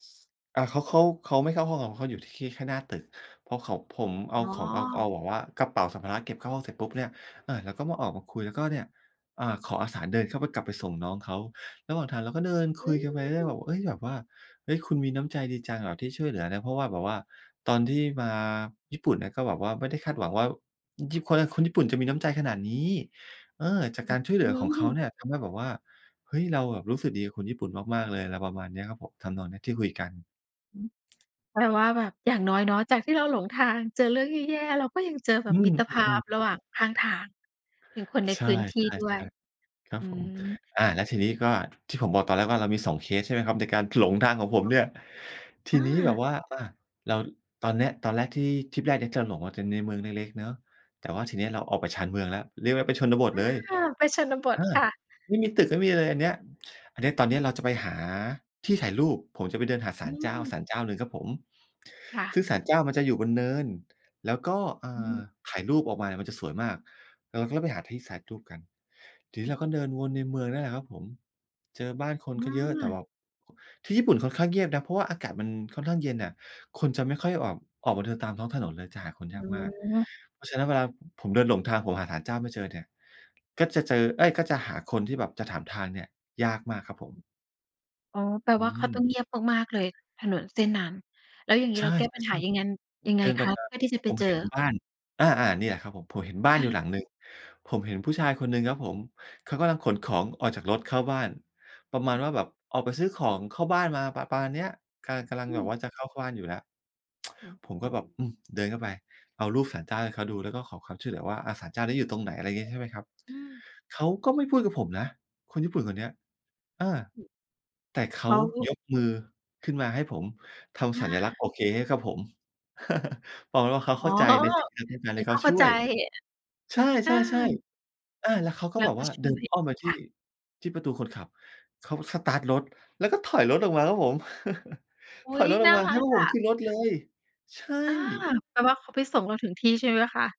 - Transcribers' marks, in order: other background noise; tapping; "กำลัง" said as "กะลัง"; "กำลัง" said as "กะลัง"; tsk; chuckle; chuckle
- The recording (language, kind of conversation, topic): Thai, podcast, ช่วยเล่าเหตุการณ์หลงทางตอนเดินเที่ยวในเมืองเล็กๆ ให้ฟังหน่อยได้ไหม?